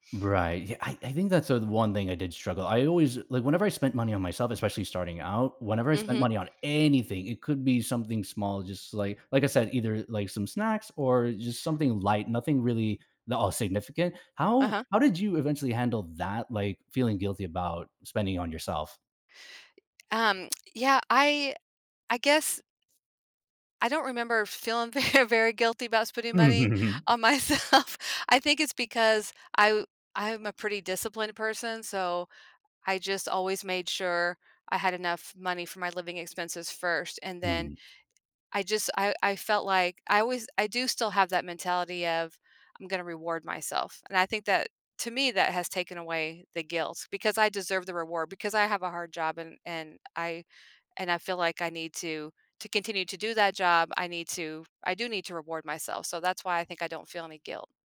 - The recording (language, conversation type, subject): English, unstructured, How do you balance saving money and enjoying life?
- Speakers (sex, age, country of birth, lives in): female, 55-59, United States, United States; male, 25-29, Colombia, United States
- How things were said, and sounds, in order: stressed: "anything"; stressed: "that"; other background noise; laughing while speaking: "very"; laughing while speaking: "myself"; chuckle